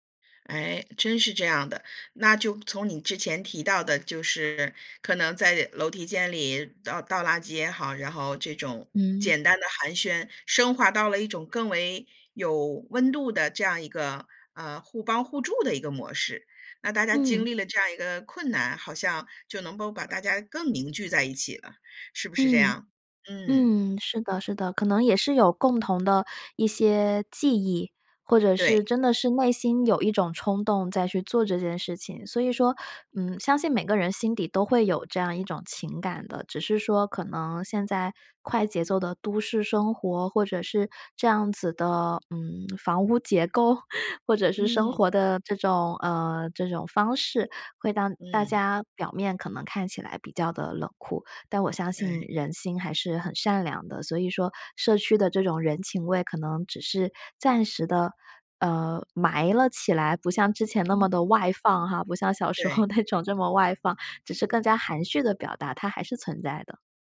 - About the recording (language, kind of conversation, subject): Chinese, podcast, 如何让社区更温暖、更有人情味？
- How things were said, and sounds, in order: other background noise; laughing while speaking: "房屋结构"; "让" said as "当"; laughing while speaking: "那种"